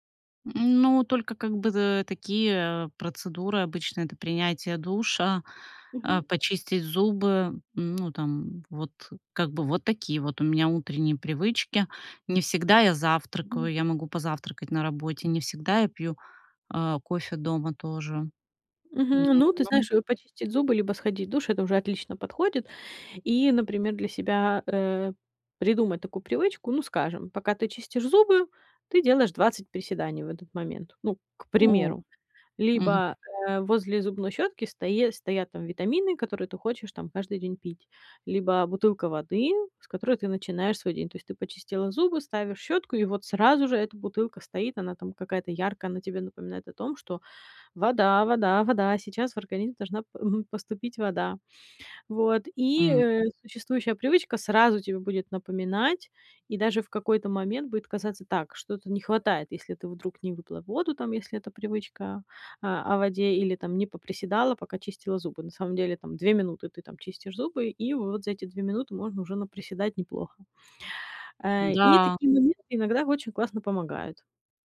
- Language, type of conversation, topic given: Russian, advice, Как мне не пытаться одновременно сформировать слишком много привычек?
- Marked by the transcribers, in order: other background noise; stressed: "сразу"; tapping